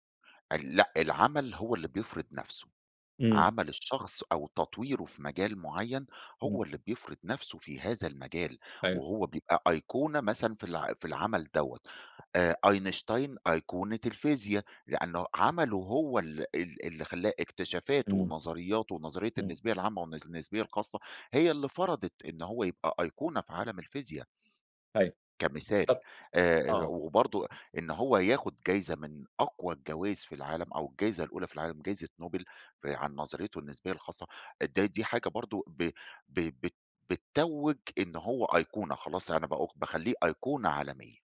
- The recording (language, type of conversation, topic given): Arabic, podcast, إيه اللي بيخلّي الأيقونة تفضل محفورة في الذاكرة وليها قيمة مع مرور السنين؟
- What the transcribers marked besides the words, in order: tapping